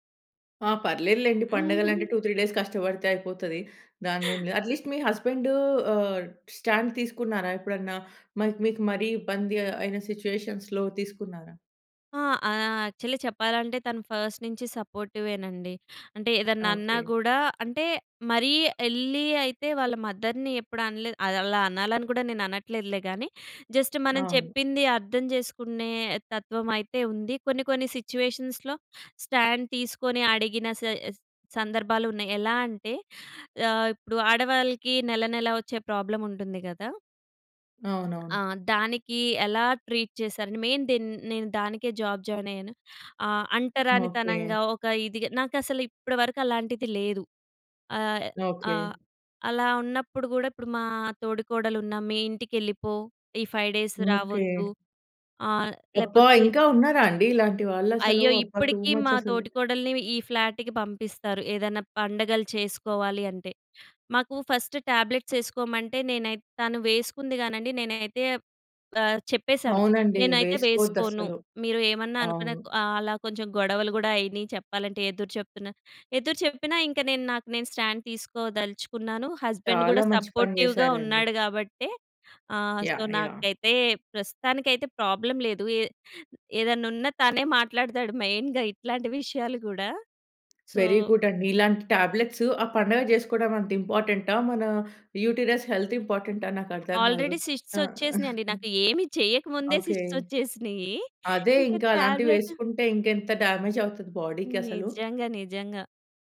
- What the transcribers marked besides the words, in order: giggle; in English: "టూ త్రీ డేస్"; in English: "అట్లీస్ట్"; in English: "స్టాండ్"; in English: "సిచ్యువేషన్స్‌లో"; in English: "యాక్చల్లీ"; in English: "ఫస్ట్"; in English: "మదర్‍ని"; in English: "జస్ట్"; other background noise; in English: "సిచ్యువేషన్స్‌లో స్టాండ్"; in English: "ట్రీట్"; in English: "మెయిన్"; in English: "జాబ్"; in English: "ఫైవ్ డేస్"; tapping; in English: "ఫస్ట్"; in English: "స్టాండ్"; in English: "హస్బెండ్"; in English: "సపోర్టివ్‌గా"; in English: "సో"; in English: "ప్రాబ్లమ్"; in English: "మెయిన్‌గా"; in English: "వెరీ"; in English: "సో"; in English: "యూటరస్ హెల్త్"; in English: "ఆల్రెడీ సిస్ట్స్"; in English: "సిస్ట్స్"; giggle; laughing while speaking: "ఇంక టాబ్లెటు"
- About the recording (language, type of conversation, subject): Telugu, podcast, మీ కుటుంబంలో ప్రతి రోజు జరిగే ఆచారాలు ఏమిటి?